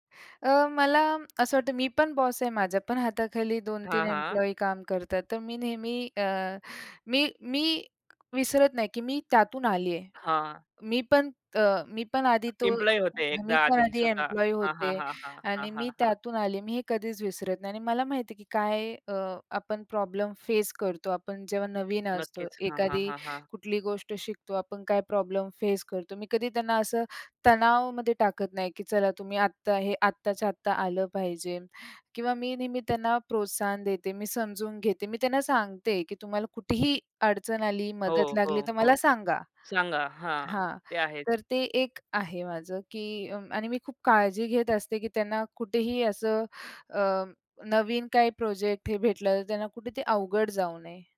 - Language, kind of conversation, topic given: Marathi, podcast, एक चांगला बॉस कसा असावा असे तुम्हाला वाटते?
- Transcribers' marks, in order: in English: "बॉस"; in English: "एम्प्लॉयी"; other background noise; in English: "एम्प्लॉयी"; in English: "एम्प्लॉयी"; in English: "प्रॉब्लेम फेस"; in English: "प्रॉब्लेम फेस"; in English: "प्रोजेक्ट"